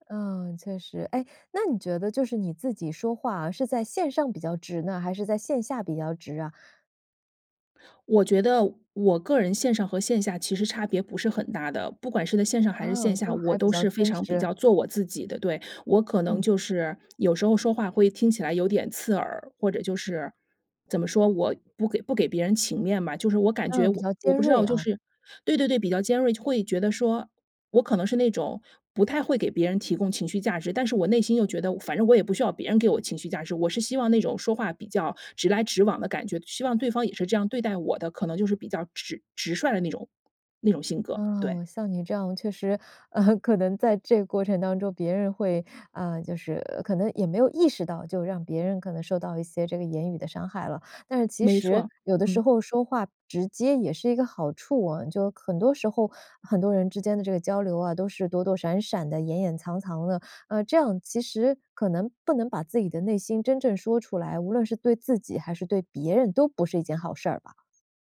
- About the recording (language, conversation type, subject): Chinese, podcast, 你觉得社交媒体让人更孤独还是更亲近？
- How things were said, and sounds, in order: laugh; joyful: "可能在这个过程当中"; stressed: "意识"